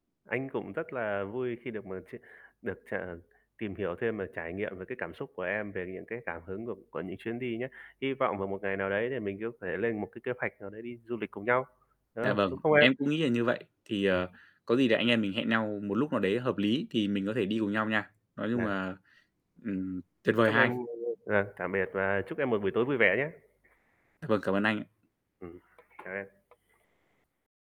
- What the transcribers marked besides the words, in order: static; tapping; distorted speech; other background noise
- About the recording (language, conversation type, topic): Vietnamese, unstructured, Bạn thường lên kế hoạch cho một chuyến du lịch như thế nào?